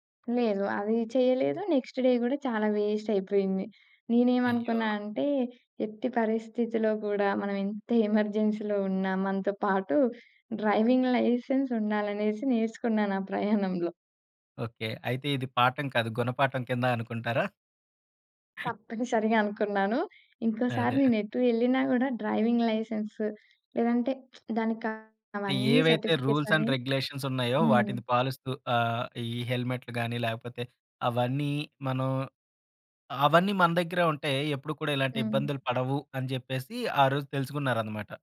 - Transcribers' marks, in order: in English: "నెక్స్ట్ డే"; in English: "ఎమర్జెన్సీలో"; in English: "డ్రైవింగ్ లైసెన్స్"; in English: "డ్రైవింగ్ లైసెన్స్"; lip smack; in English: "రూల్స్ అండ్ రెగ్యులేషన్స్"; in English: "సర్టిఫికేట్స్"
- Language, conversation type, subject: Telugu, podcast, ప్రయాణాల ద్వారా మీరు నేర్చుకున్న అత్యంత ముఖ్యమైన జీవన పాఠం ఏమిటి?